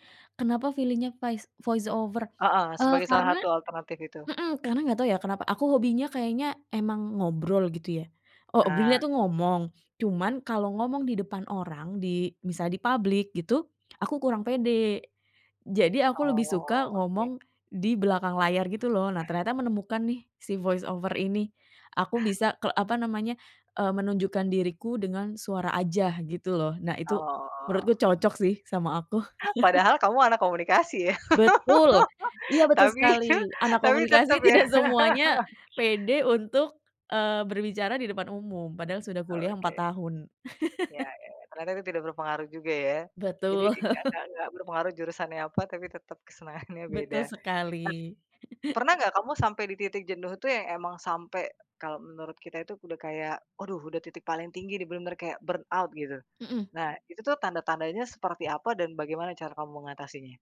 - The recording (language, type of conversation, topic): Indonesian, podcast, Apakah kamu pernah merasa jenuh dengan pekerjaan, dan bagaimana kamu bangkit lagi?
- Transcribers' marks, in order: in English: "voice over"; other background noise; "Hobinya" said as "obilya"; drawn out: "Oke"; in English: "voice over"; chuckle; laugh; laughing while speaking: "Tapi"; laughing while speaking: "tidak"; chuckle; chuckle; chuckle; laughing while speaking: "kesenangannya"; chuckle; in English: "burnout"